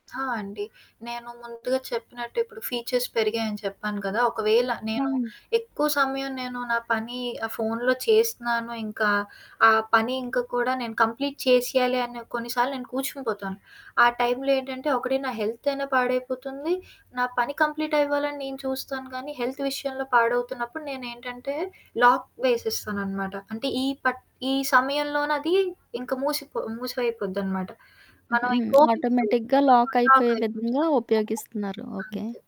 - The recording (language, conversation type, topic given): Telugu, podcast, పని, వ్యక్తిగత జీవితం మధ్య డిజిటల్ సరిహద్దులను మీరు ఎలా ఏర్పాటు చేసుకుంటారు?
- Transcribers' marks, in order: static; in English: "ఫీచర్స్"; tapping; in English: "కంప్లీట్"; in English: "హెల్త్"; in English: "లాక్"; other background noise; giggle; in English: "ఆటోమేటిక్‌గా"; in English: "ఓపెన్"; distorted speech; background speech